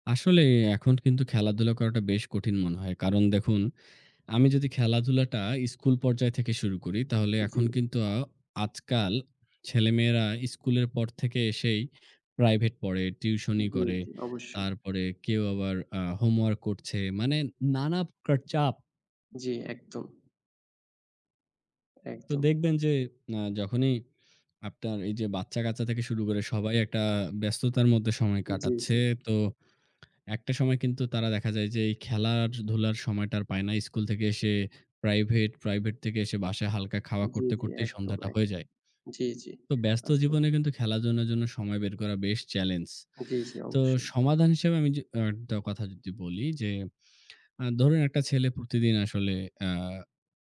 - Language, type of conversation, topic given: Bengali, unstructured, আপনার মতে, খেলাধুলায় অংশগ্রহণের সবচেয়ে বড় উপকারিতা কী?
- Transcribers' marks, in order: bird; other background noise; tapping; "খেলাধুলার" said as "খেলাধুনোর"